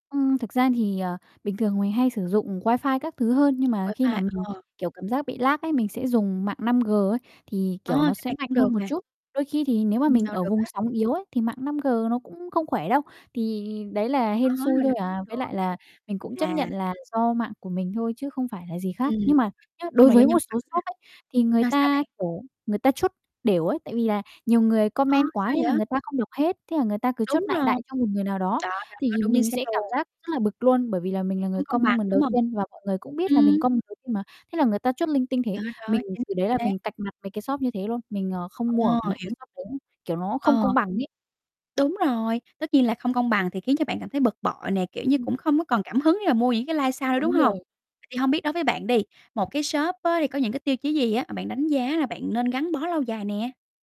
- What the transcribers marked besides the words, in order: tapping; in English: "lag"; distorted speech; in English: "comment"; in English: "comment"; in English: "comment"; in English: "live"
- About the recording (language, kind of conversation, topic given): Vietnamese, podcast, Bạn nghĩ thế nào về việc mua đồ đã qua sử dụng hoặc đồ cổ điển?